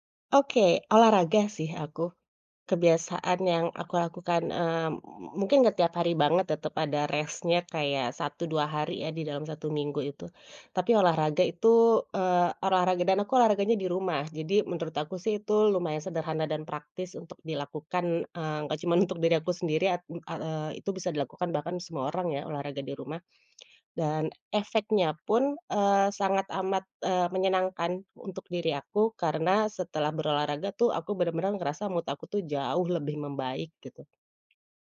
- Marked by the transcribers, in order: in English: "rest-nya"; tongue click; in English: "mood"; other background noise
- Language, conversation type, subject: Indonesian, podcast, Kebiasaan kecil apa yang paling membantu Anda bangkit setelah mengalami kegagalan?
- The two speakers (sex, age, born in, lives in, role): female, 35-39, Indonesia, Indonesia, guest; male, 20-24, Indonesia, Indonesia, host